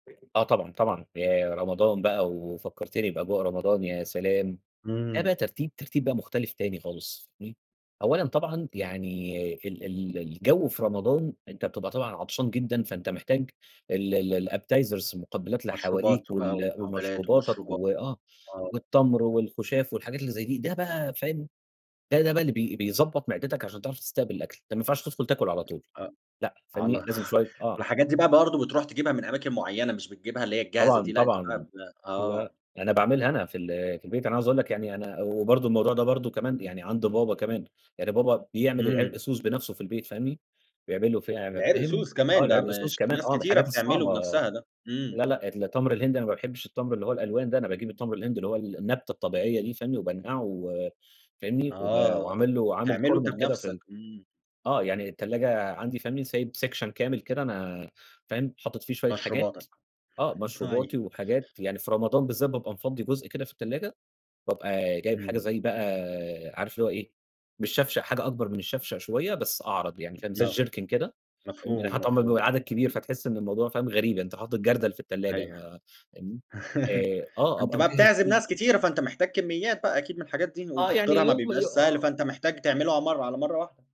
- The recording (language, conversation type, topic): Arabic, podcast, إزاي بتحضّري قايمة أكل لحفلة بسيطة؟
- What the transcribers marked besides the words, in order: unintelligible speech; in English: "Appetizers"; tapping; chuckle; unintelligible speech; in English: "كورنر"; in English: "سكشن"; laughing while speaking: "طيب"; laugh